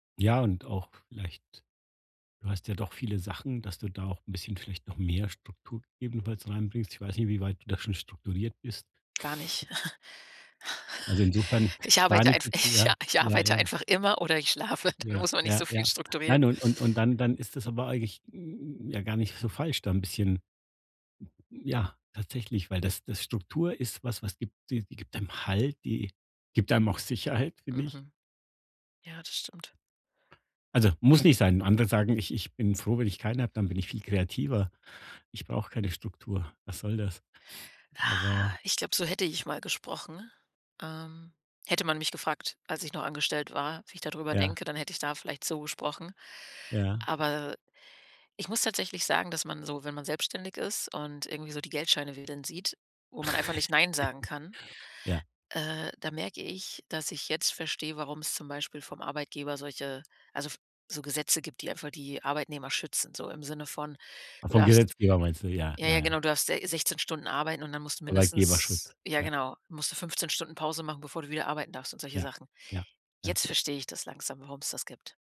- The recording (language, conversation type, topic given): German, advice, Wie kann ich mit einem Verlust umgehen und einen Neuanfang wagen?
- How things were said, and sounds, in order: chuckle; laughing while speaking: "ich ich arbeite einfach immer … so viel strukturieren"; other noise; other background noise; drawn out: "Ah"; chuckle